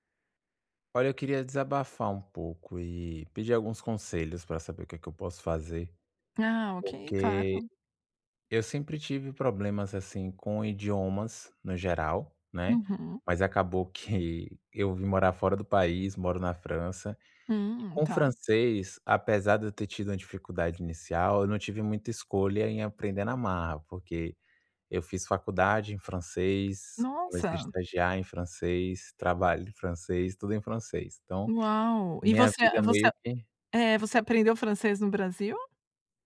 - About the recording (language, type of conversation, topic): Portuguese, advice, Como posso manter a confiança em mim mesmo apesar dos erros no trabalho ou na escola?
- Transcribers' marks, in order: lip smack